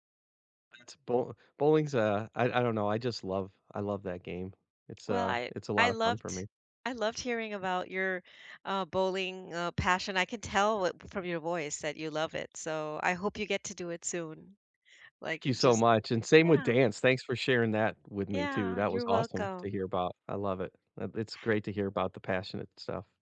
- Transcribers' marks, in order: none
- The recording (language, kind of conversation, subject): English, unstructured, Which childhood hobbies would you bring back into your life now, and how would you start?
- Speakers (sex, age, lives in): female, 50-54, United States; male, 55-59, United States